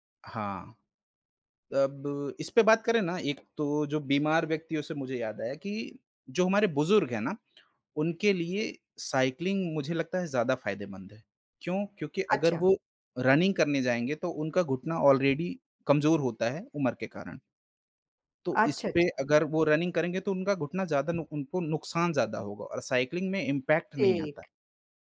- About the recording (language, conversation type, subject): Hindi, unstructured, आपकी राय में साइकिल चलाना और दौड़ना—इनमें से अधिक रोमांचक क्या है?
- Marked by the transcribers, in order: in English: "साइक्लिंग"; in English: "रनिंग"; in English: "ऑलरेडी"; in English: "रनिंग"; in English: "साइक्लिंग"; in English: "इम्पैक्ट"